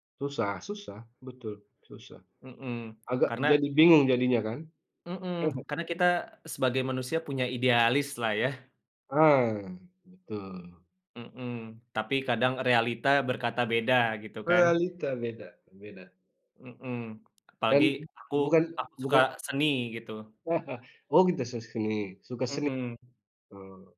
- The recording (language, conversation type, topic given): Indonesian, unstructured, Apakah Anda lebih memilih pekerjaan yang Anda cintai dengan gaji kecil atau pekerjaan yang Anda benci dengan gaji besar?
- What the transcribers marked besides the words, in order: other background noise; chuckle; tapping; chuckle